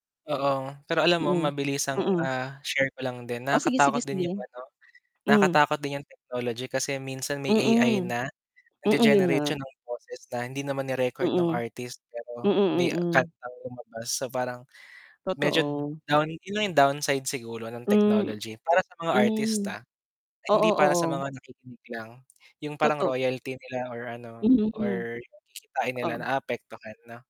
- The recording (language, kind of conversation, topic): Filipino, unstructured, Paano mo nae-enjoy ang musika sa tulong ng teknolohiya?
- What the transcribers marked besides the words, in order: static